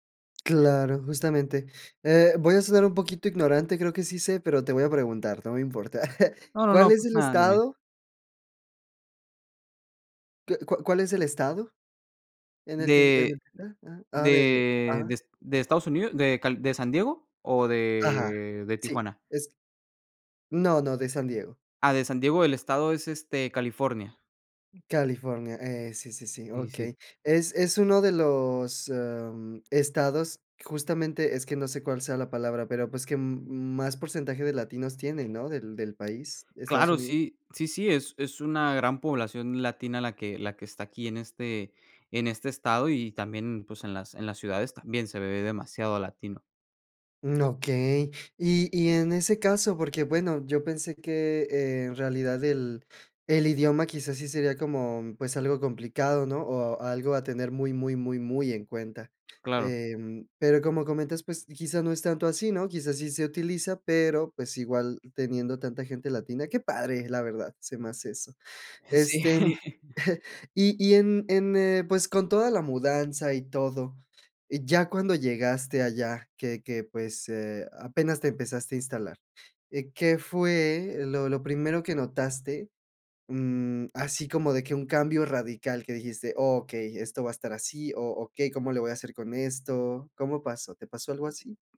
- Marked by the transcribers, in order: chuckle; other background noise; tapping; laughing while speaking: "Sí"; chuckle
- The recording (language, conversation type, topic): Spanish, podcast, ¿Qué cambio de ciudad te transformó?